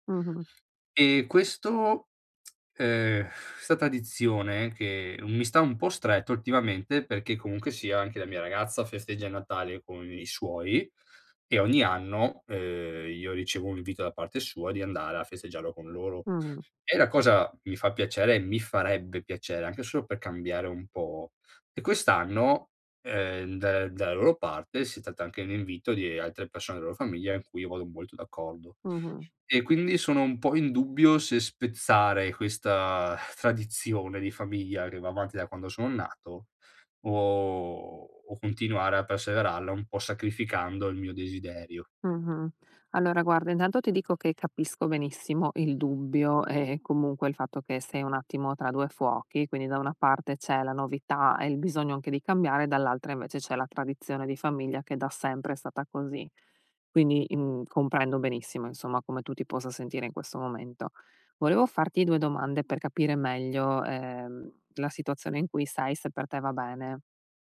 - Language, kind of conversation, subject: Italian, advice, Come posso rispettare le tradizioni di famiglia mantenendo la mia indipendenza personale?
- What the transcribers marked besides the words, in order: tsk; sigh; sigh; other background noise